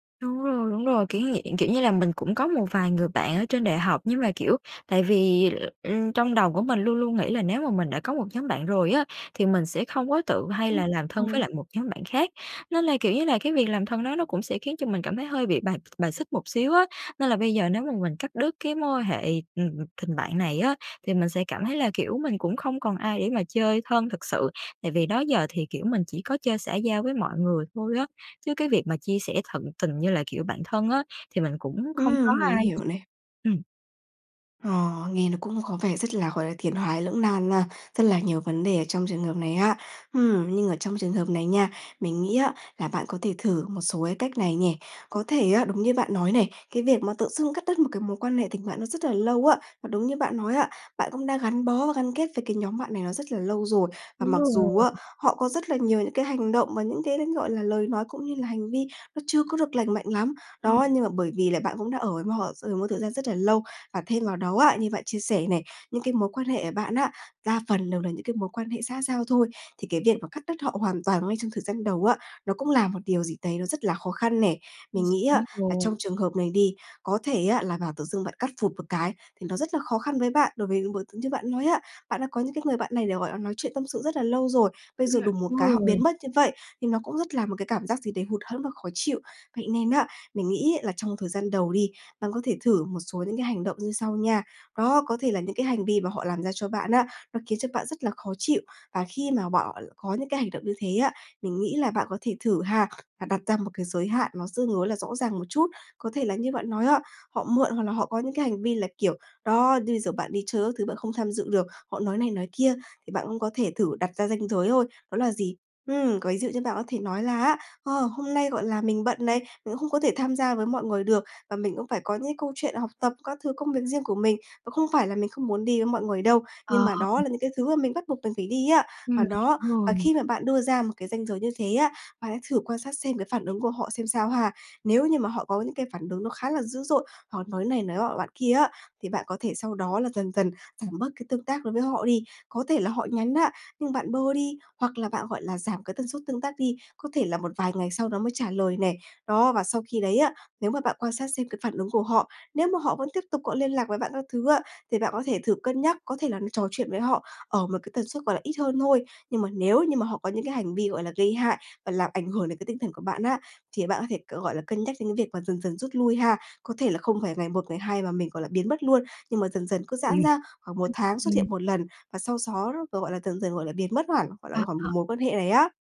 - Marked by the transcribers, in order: tapping; other background noise
- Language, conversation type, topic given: Vietnamese, advice, Làm sao để chấm dứt một tình bạn độc hại mà không sợ bị cô lập?